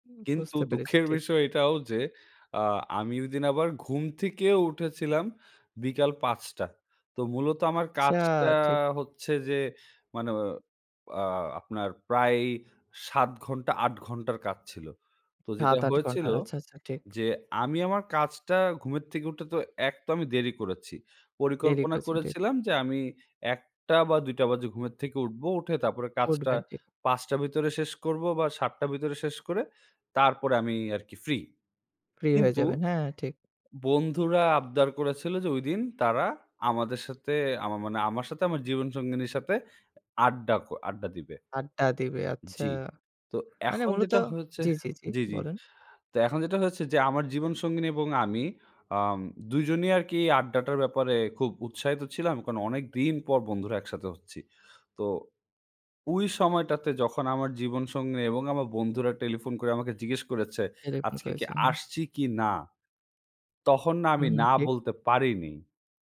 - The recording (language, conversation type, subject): Bengali, podcast, চাপের মধ্যে পড়লে আপনি কীভাবে ‘না’ বলেন?
- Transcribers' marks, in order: other background noise